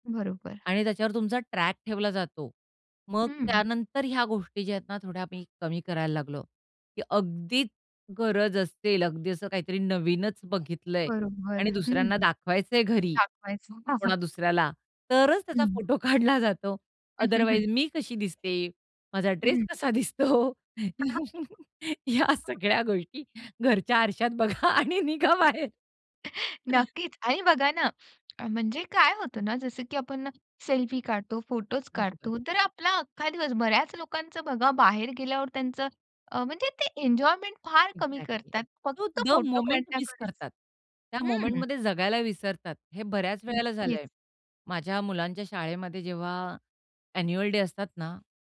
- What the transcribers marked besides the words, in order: other background noise; chuckle; tapping; laughing while speaking: "तरच त्याचा फोटो काढला जातो … आणि निघा बाहेर"; chuckle; in English: "अदरवाईज"; unintelligible speech; other noise; in English: "एक्झॅक्टली"; in English: "द मोमेंट"; in English: "मोमेंटमध्ये"
- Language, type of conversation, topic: Marathi, podcast, डिजिटल डीटॉक्स कधी आणि कसा करतोस?